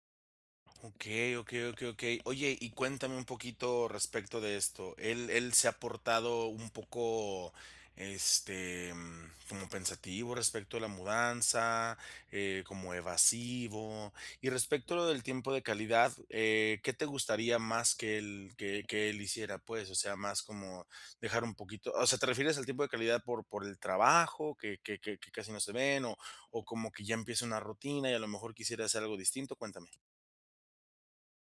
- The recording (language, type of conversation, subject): Spanish, advice, ¿Cómo podemos hablar de nuestras prioridades y expectativas en la relación?
- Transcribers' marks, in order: tapping